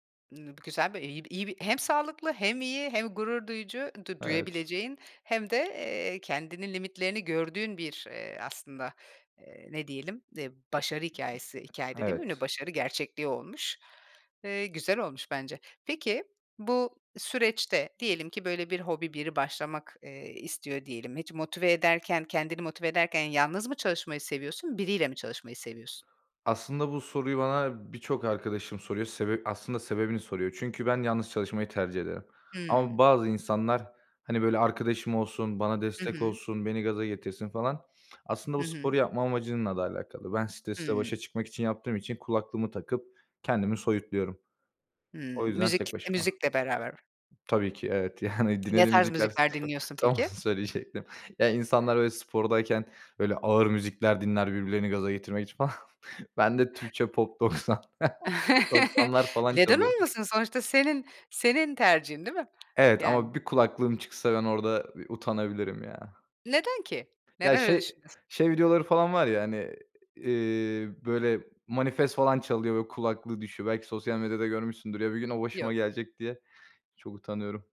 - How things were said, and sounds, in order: tapping; other background noise; laughing while speaking: "tam onu söyleyecektim"; laughing while speaking: "falan"; chuckle
- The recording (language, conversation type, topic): Turkish, podcast, Seni en çok motive eden hobi nedir ve neden?